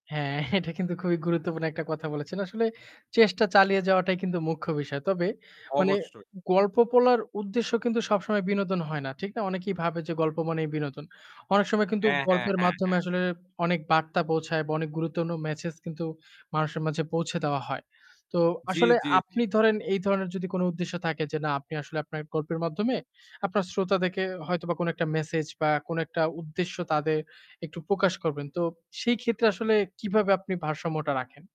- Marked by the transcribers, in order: static; chuckle; "বলার" said as "পলার"; "গুরুত্বপূর্ন" said as "গুরুতনু"
- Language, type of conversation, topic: Bengali, podcast, তুমি কীভাবে গল্প বলে মানুষের আগ্রহ ধরে রাখো?